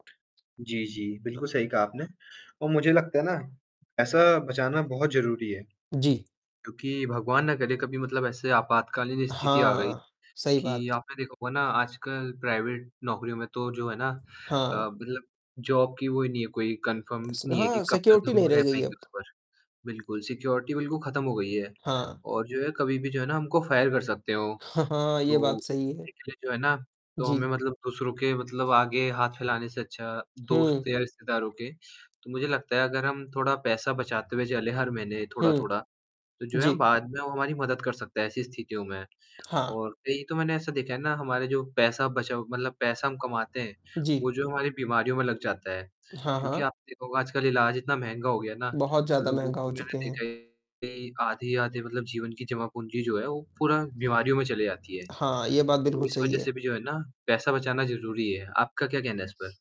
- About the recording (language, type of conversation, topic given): Hindi, unstructured, आजकल पैसे बचाना इतना मुश्किल क्यों हो गया है?
- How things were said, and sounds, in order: tapping; distorted speech; in English: "प्राइवेट"; in English: "जॉब"; in English: "कन्फर्म"; in English: "सिक्युरिटी"; in English: "सिक्योरिटी"; in English: "फायर"; unintelligible speech; laughing while speaking: "हाँ, हाँ"; static